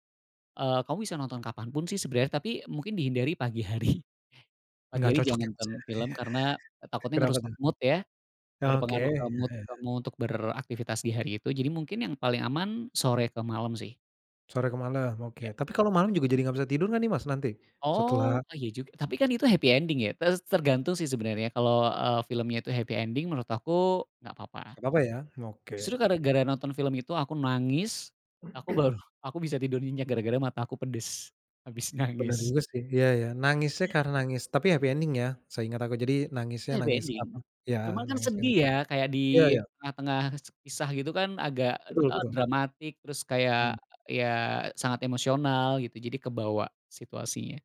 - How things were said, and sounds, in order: laughing while speaking: "hari"; chuckle; in English: "mood"; in English: "mood"; chuckle; in English: "happy ending"; in English: "happy ending"; cough; laughing while speaking: "baru"; laughing while speaking: "nangis"; in English: "happy ending"; other background noise; in English: "Happy ending"
- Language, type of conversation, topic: Indonesian, podcast, Film atau serial apa yang selalu kamu rekomendasikan, dan kenapa?